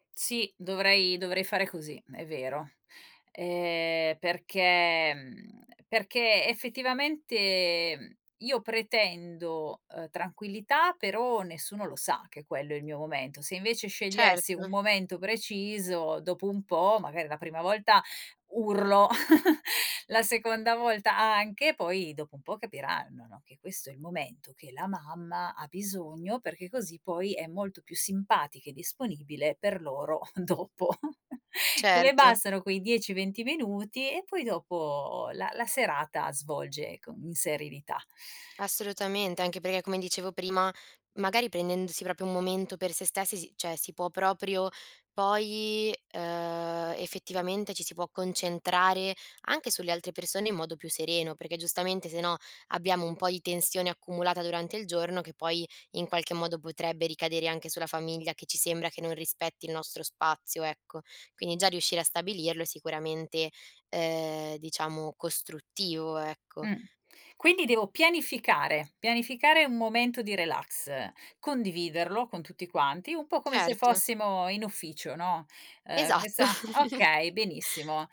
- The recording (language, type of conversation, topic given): Italian, advice, Come posso rilassarmi a casa quando vengo continuamente interrotto?
- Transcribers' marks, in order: stressed: "urlo"; giggle; tapping; laughing while speaking: "dopo"; chuckle; other background noise; "perché" said as "perghé"; "proprio" said as "propio"; chuckle